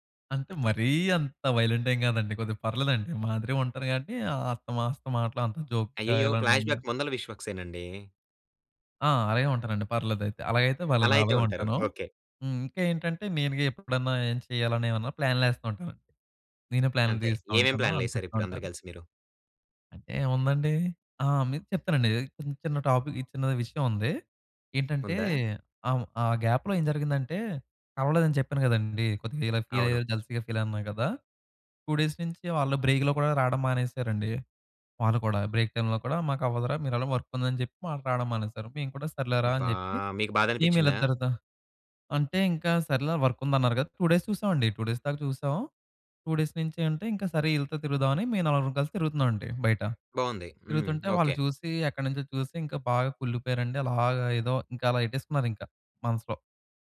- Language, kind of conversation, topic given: Telugu, podcast, ఒక కొత్త సభ్యుడిని జట్టులో ఎలా కలుపుకుంటారు?
- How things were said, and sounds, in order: in English: "వైలెంట్"; in English: "జోక్‌గా"; in English: "ఫ్లాష్‌బ్యాక్"; in English: "టాపిక్"; in English: "గ్యాప్‌లో"; in English: "ఫీల్"; in English: "జెలసీగా ఫీల్"; in English: "టూ డేస్"; in English: "బ్రేక్‌లో"; in English: "బ్రేక్ టైమ్‌లో"; in English: "వర్క్"; in English: "వర్క్"; in English: "టూ డేస్"; in English: "టూ డేస్"; in English: "టూ డేస్"